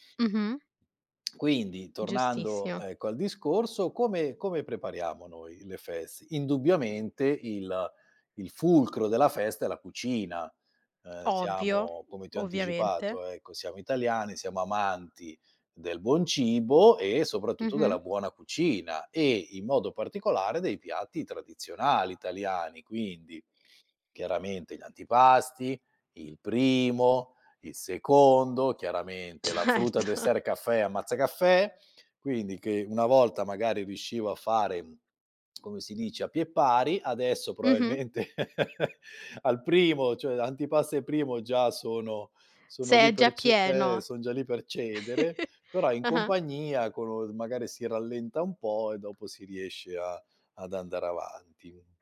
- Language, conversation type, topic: Italian, podcast, Come festeggiate una ricorrenza importante a casa vostra?
- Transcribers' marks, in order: laughing while speaking: "Certo"; other background noise; "probabilmente" said as "proabilmente"; chuckle; chuckle